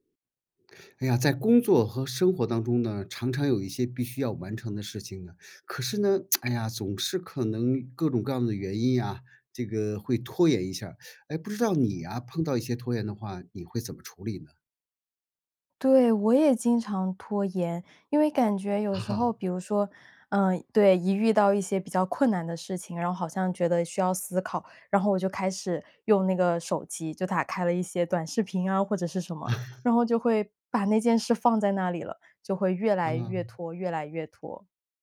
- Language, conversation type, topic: Chinese, podcast, 你在拖延时通常会怎么处理？
- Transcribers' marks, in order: tsk; laugh; laugh